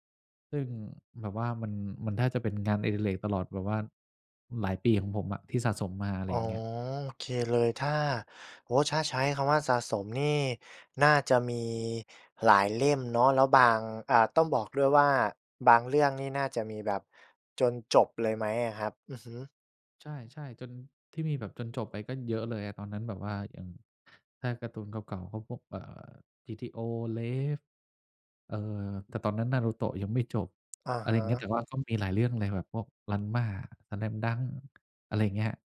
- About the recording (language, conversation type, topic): Thai, podcast, ช่วงนี้คุณได้กลับมาทำงานอดิเรกอะไรอีกบ้าง แล้วอะไรทำให้คุณอยากกลับมาทำอีกครั้ง?
- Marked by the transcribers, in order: none